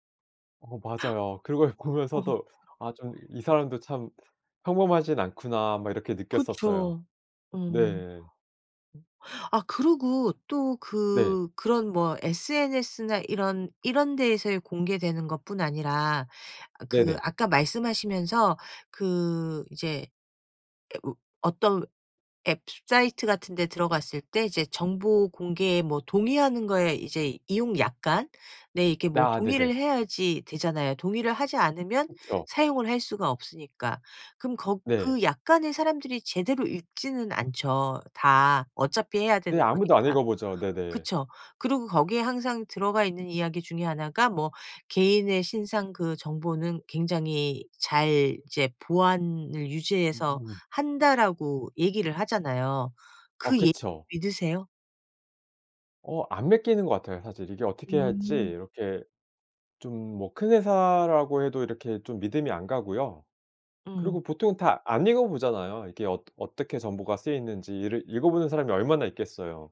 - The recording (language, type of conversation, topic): Korean, podcast, 개인정보는 어느 정도까지 공개하는 것이 적당하다고 생각하시나요?
- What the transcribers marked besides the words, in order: laughing while speaking: "그걸"; in English: "SNS나"